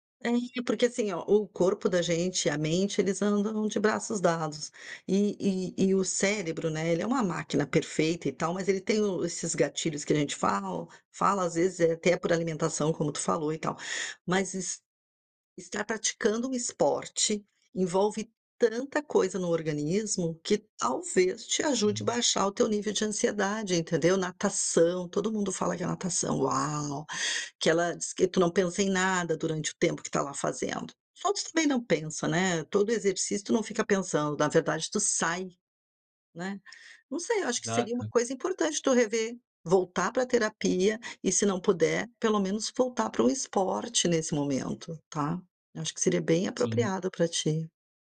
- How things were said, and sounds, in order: none
- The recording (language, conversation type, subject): Portuguese, advice, Como posso lidar com ataques de pânico inesperados em público?